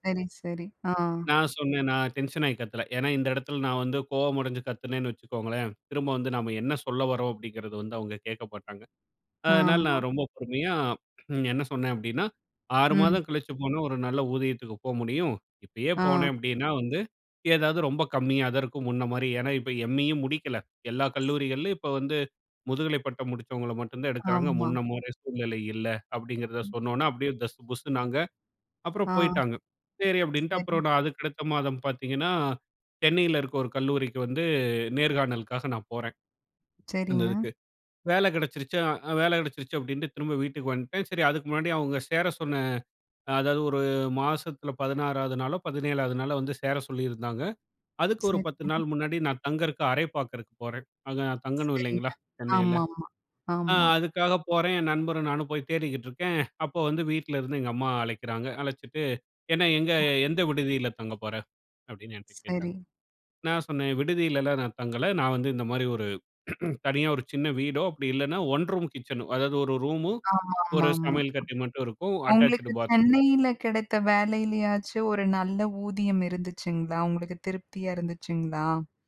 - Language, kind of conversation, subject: Tamil, podcast, குடும்பம் உங்களை கட்டுப்படுத்த முயன்றால், உங்கள் சுயாதீனத்தை எப்படி காக்கிறீர்கள்?
- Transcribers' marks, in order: in English: "எம்.இயும் முடிக்கல"; throat clearing